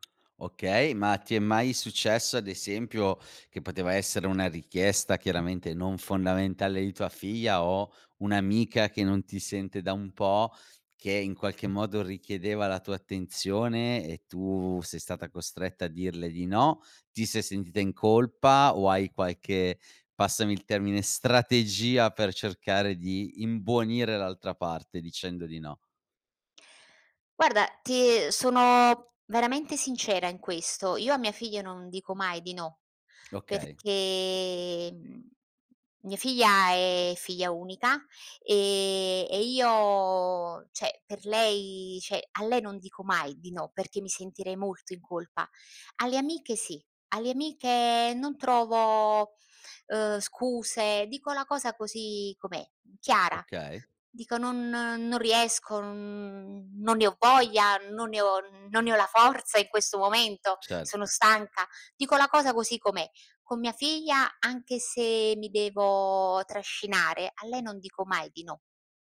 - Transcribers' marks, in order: stressed: "strategia"; stressed: "imbonire"; other background noise; tapping; "cioè" said as "ceh"; "cioè" said as "ceh"
- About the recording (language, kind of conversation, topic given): Italian, podcast, Come gestisci lo stress nella vita di tutti i giorni?